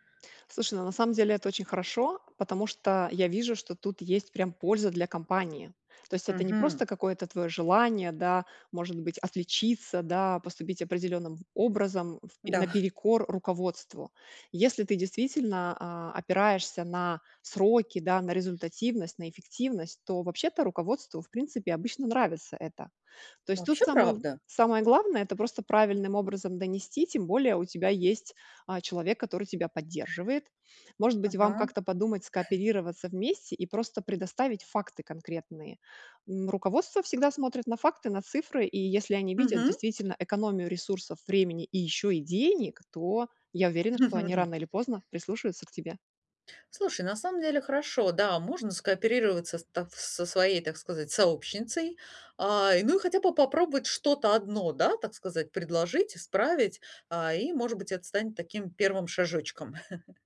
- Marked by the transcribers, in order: tapping; laughing while speaking: "Да"; chuckle; stressed: "денег"; chuckle; other noise; chuckle
- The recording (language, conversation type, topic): Russian, advice, Как мне улучшить свою профессиональную репутацию на работе?